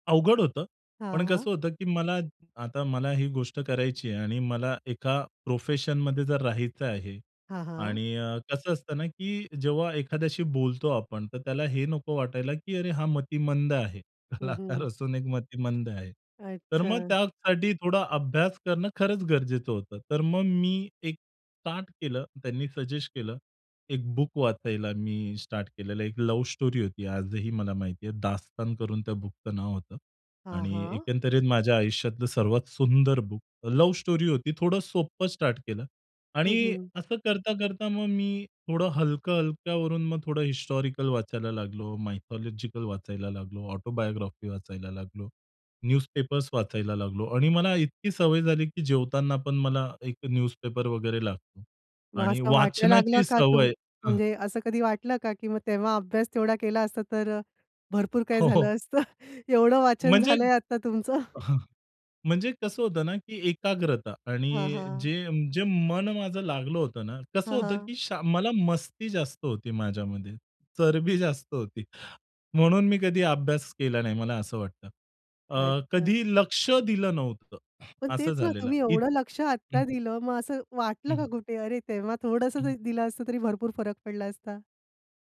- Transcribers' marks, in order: laughing while speaking: "कलाकार असून एक मतिमंद आहे"; in English: "सजेस्ट"; in English: "लव्ह स्टोरी"; in English: "बुकचं"; in English: "लव्ह स्टोरी"; in English: "हिस्टॉरिकल"; in English: "मायथॉलॉजिकल"; in English: "ऑटोबायोग्राफी"; in English: "न्यूजपेपर्स"; in English: "न्यूजपेपर"; laughing while speaking: "हो, हो"; laughing while speaking: "काय झालं असतं, एवढं वाचन झालंय आता तुमचं"; other background noise
- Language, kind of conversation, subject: Marathi, podcast, तुझा आवडता छंद कसा सुरू झाला, सांगशील का?